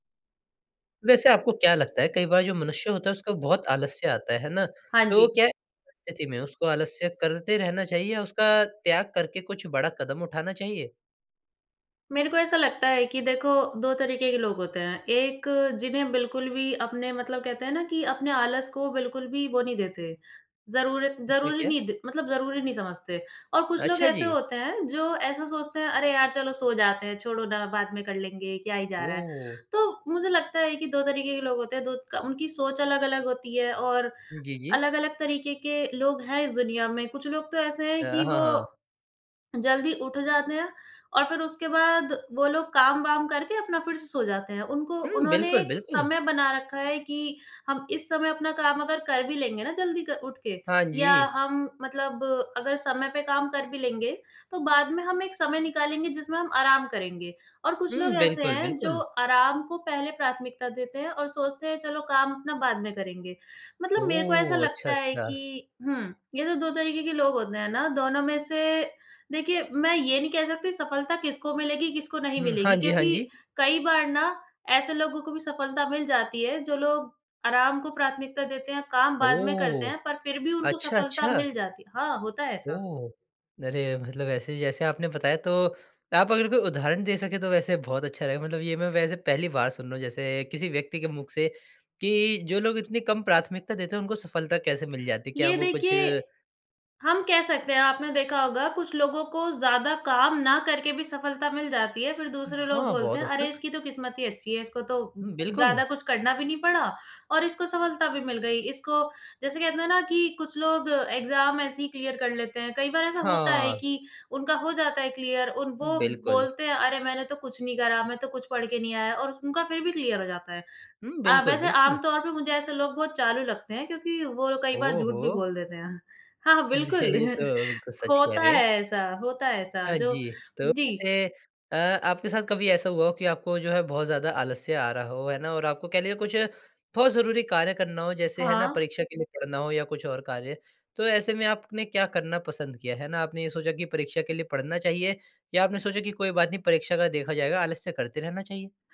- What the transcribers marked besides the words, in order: tapping; in English: "एग्ज़ाम"; in English: "क्लियर"; in English: "क्लियर"; in English: "क्लियर"; laughing while speaking: "अरे"; chuckle
- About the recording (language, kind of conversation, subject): Hindi, podcast, आप अपने आराम क्षेत्र से बाहर निकलकर नया कदम कैसे उठाते हैं?